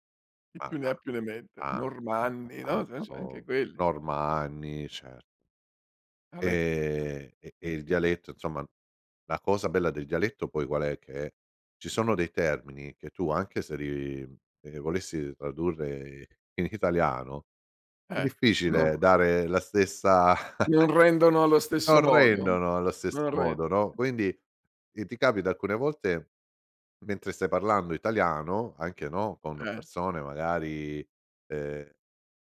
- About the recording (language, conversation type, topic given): Italian, podcast, Che ruolo ha il dialetto nella tua identità?
- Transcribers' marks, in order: unintelligible speech; other background noise; laughing while speaking: "in italiano"; chuckle